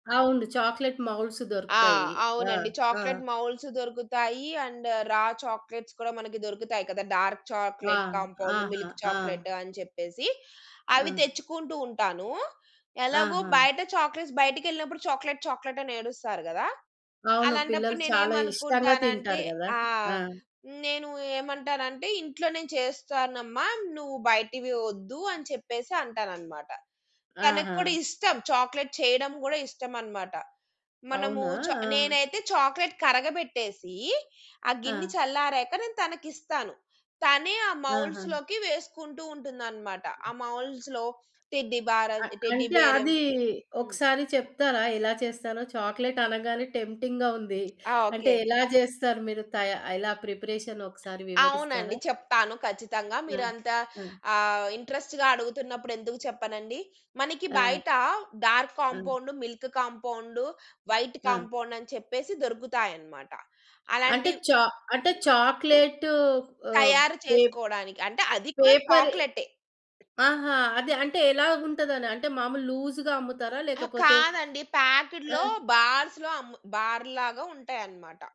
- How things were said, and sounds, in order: in English: "చాక్లెట్ మౌల్డ్స్"; in English: "చాక్లేట్ మౌల్డ్స్"; in English: "అండ్ రా చాక్లేట్స్"; in English: "డార్క్ చాక్లేట్ కాంపౌండ్, మిల్క్"; in English: "చాక్లేట్స్"; in English: "చాక్లేట్ చాక్లేట్"; in English: "చాక్లేట్"; in English: "చాక్లేట్"; in English: "మౌల్డ్స్‌లోకి"; in English: "మౌల్డ్స్‌లో టెడ్డీ బార్ టెడ్డీ బేర్"; in English: "చాక్లేట్"; in English: "టెంప్టింగ్‌గా"; tapping; in English: "ప్రిపరేషన్"; in English: "ఇంట్రెస్ట్‌గా"; in English: "డార్క్"; in English: "మిల్క్"; in English: "వైట్"; other background noise; in English: "లూజ్‌గా"; in English: "ప్యాకెట్‌లో బార్స్‌లో"; in English: "బార్‌లాగా"
- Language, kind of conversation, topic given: Telugu, podcast, పిల్లలకు వంట నేర్పేటప్పుడు మీరు ఎలా జాగ్రత్తలు తీసుకుంటారు?